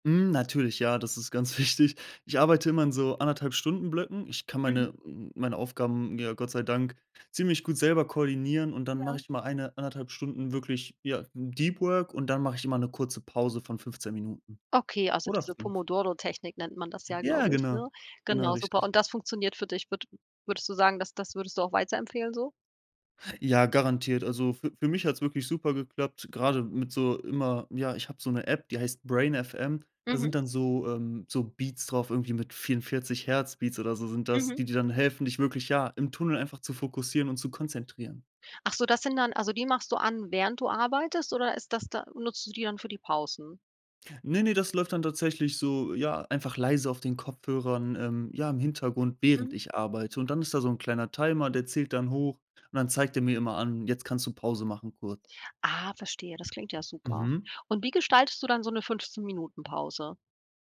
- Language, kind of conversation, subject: German, podcast, Wie gehst du mit Bildschirmzeit und digitaler Balance um?
- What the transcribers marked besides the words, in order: laughing while speaking: "wichtig"; in English: "Deep Work"